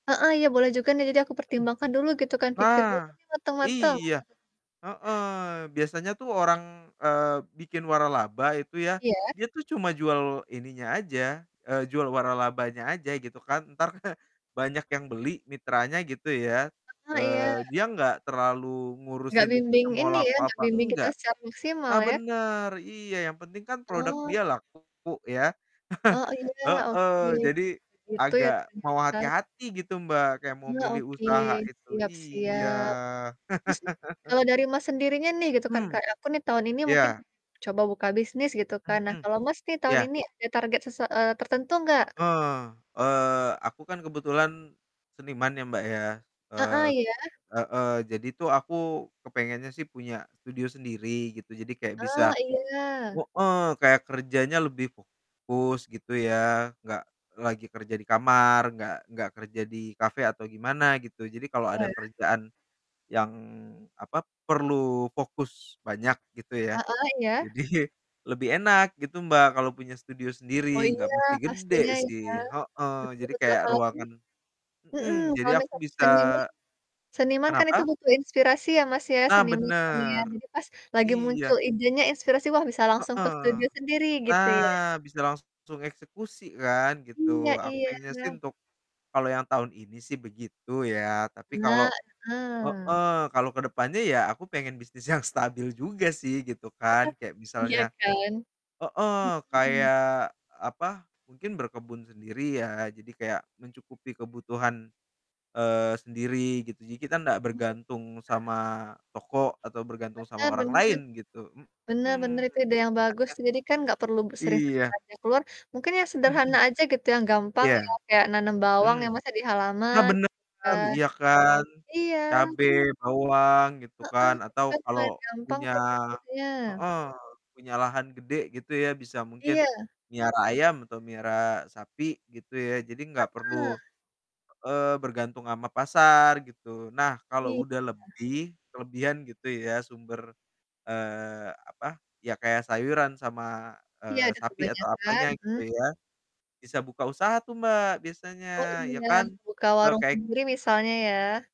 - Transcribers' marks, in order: static; distorted speech; chuckle; chuckle; drawn out: "iya"; laugh; other background noise; laughing while speaking: "jadi"; laughing while speaking: "yang"; unintelligible speech
- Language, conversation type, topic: Indonesian, unstructured, Mimpi apa yang paling ingin kamu wujudkan tahun ini?
- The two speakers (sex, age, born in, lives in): female, 30-34, Indonesia, Indonesia; male, 30-34, Indonesia, Indonesia